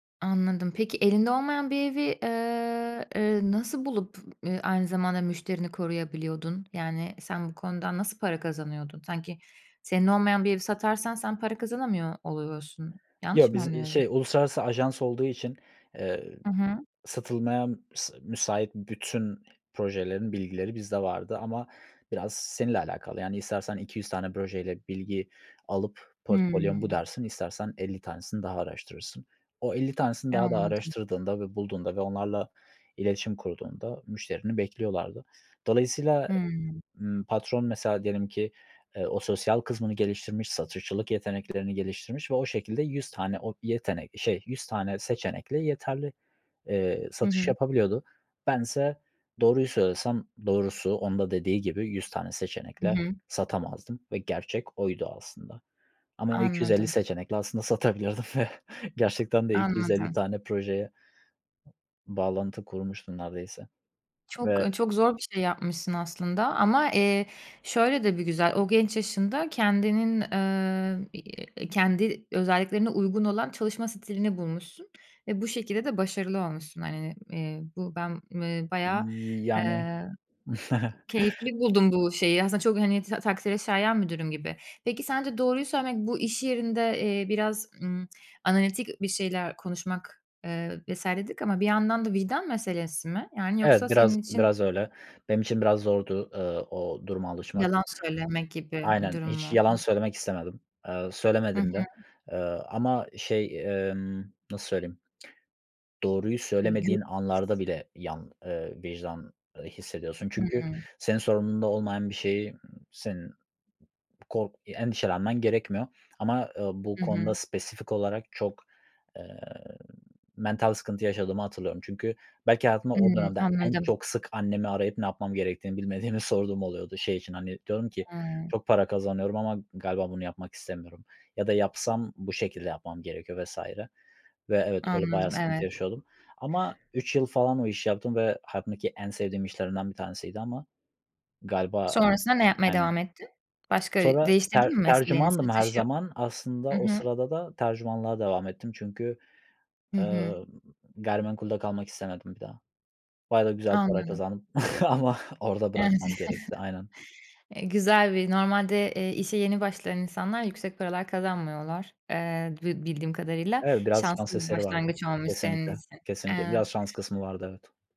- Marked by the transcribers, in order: tapping; in English: "portfolyo'm"; other background noise; laughing while speaking: "satabilirdim ve"; chuckle; unintelligible speech; chuckle
- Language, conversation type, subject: Turkish, podcast, Sence doğruyu söylemenin sosyal bir bedeli var mı?